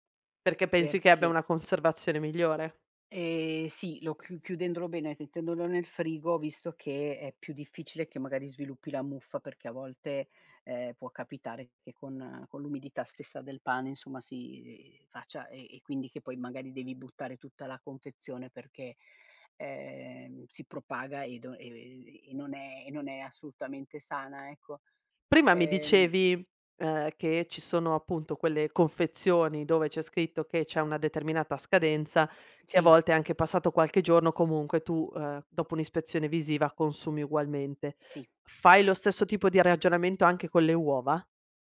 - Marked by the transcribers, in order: none
- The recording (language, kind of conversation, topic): Italian, podcast, Hai qualche trucco per ridurre gli sprechi alimentari?